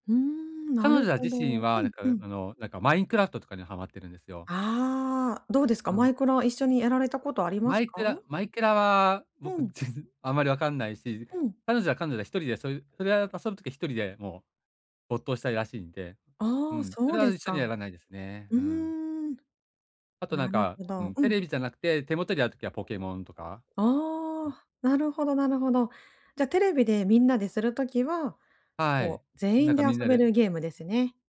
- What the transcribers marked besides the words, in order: unintelligible speech; other noise
- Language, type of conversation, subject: Japanese, advice, 予算内で満足できる買い物をするにはどうすればいいですか？